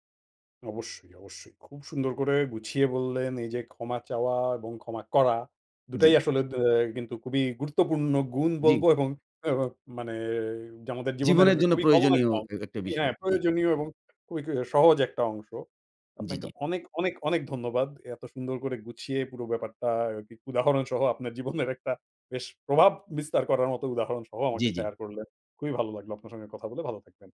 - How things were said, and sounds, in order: other background noise; laughing while speaking: "জীবনের"
- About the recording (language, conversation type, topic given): Bengali, podcast, মাফ করা কি সত্যিই সব ভুলে যাওয়ার মানে?